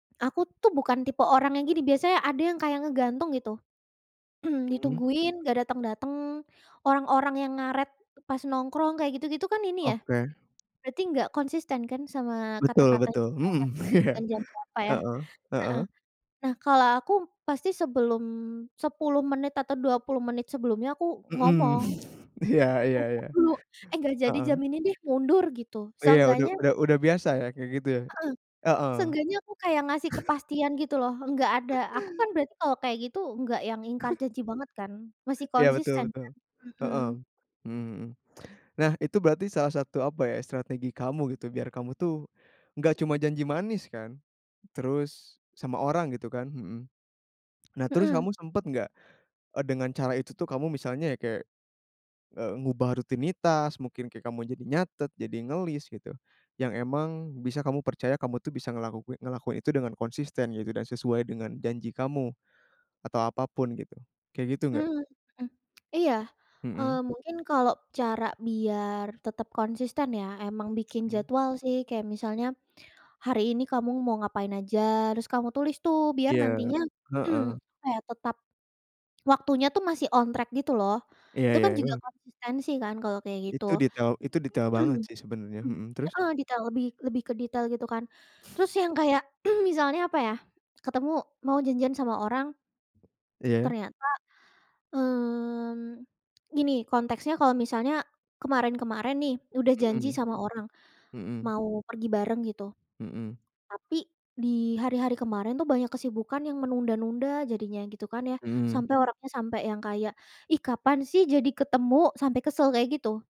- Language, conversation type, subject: Indonesian, podcast, Bagaimana kamu menjaga konsistensi antara kata-kata dan tindakan?
- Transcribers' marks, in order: tapping; throat clearing; other background noise; laughing while speaking: "iya"; chuckle; chuckle; chuckle; throat clearing; in English: "on track"; throat clearing; throat clearing